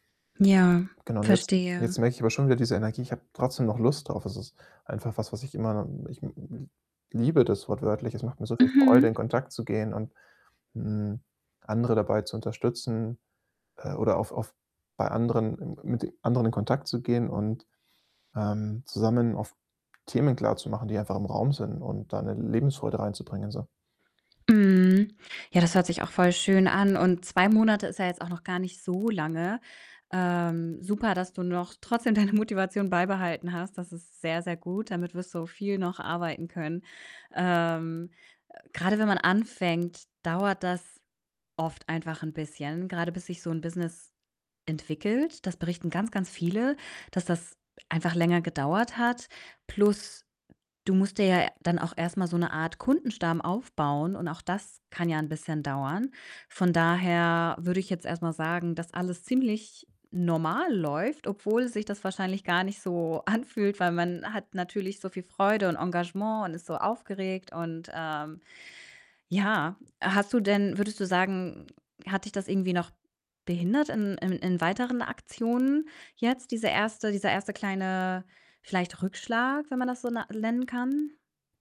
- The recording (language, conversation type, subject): German, advice, Warum habe ich nach einer Niederlage Angst, es noch einmal zu versuchen?
- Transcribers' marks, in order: distorted speech; static; joyful: "deine Motivation"; tapping; "nennen" said as "lennen"